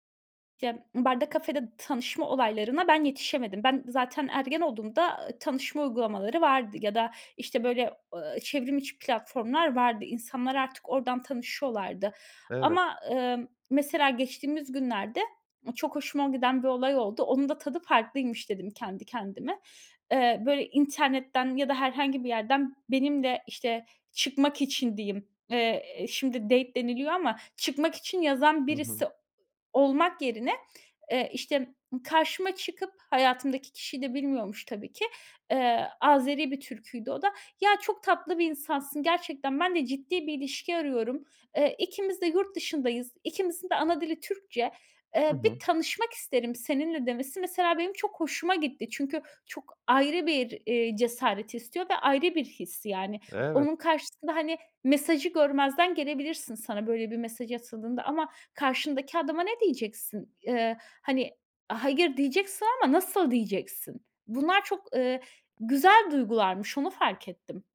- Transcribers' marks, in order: other background noise; in English: "date"; tapping
- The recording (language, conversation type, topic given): Turkish, podcast, Online arkadaşlıklar gerçek bir bağa nasıl dönüşebilir?